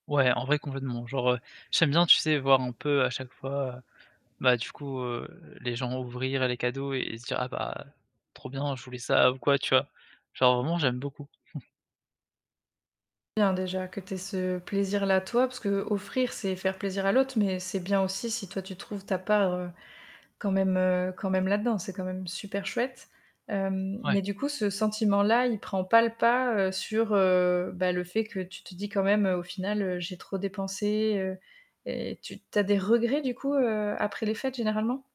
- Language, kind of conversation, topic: French, advice, Comment décrirais-tu la pression sociale que tu ressens pour dépenser lors de sorties ou pour offrir des cadeaux ?
- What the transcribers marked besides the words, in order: chuckle; static